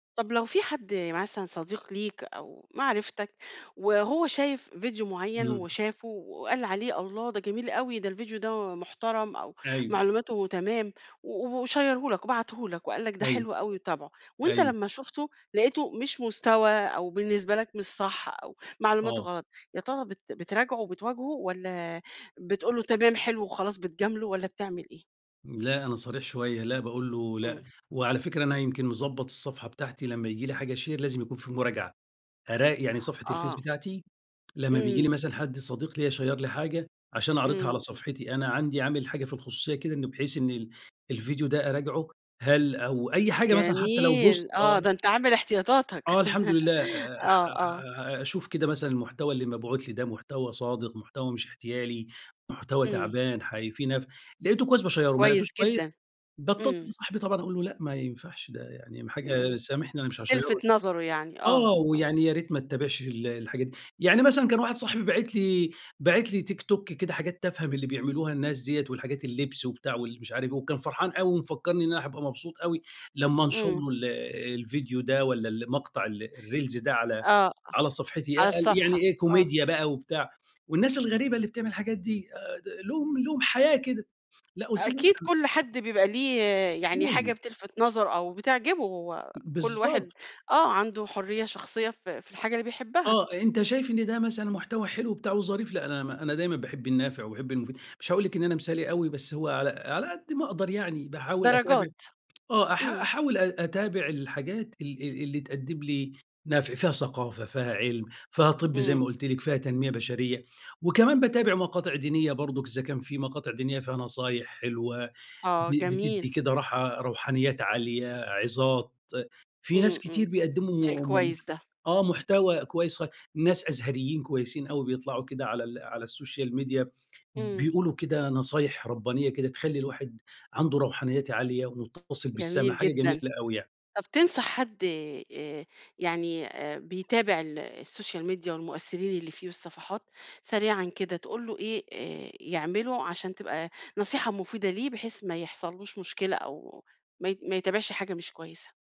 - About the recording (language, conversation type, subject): Arabic, podcast, ليه بتتابع ناس مؤثرين على السوشيال ميديا؟
- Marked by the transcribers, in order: in English: "وشيّره"; in English: "شير"; tapping; in English: "شير"; in English: "بوست"; laugh; in English: "باشيره"; in English: "هاشيره"; other noise; in English: "الريلز"; in English: "كوميديا"; unintelligible speech; in English: "السوشيال ميديا"; in English: "الSocial Media"